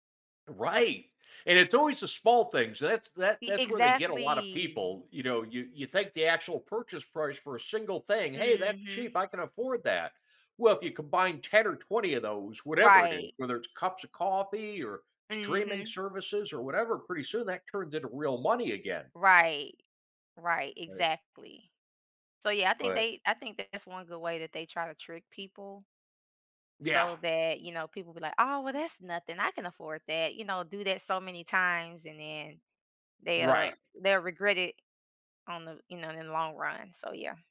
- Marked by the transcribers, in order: drawn out: "exactly"
- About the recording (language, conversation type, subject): English, unstructured, Do you prefer saving for something big or spending little joys often?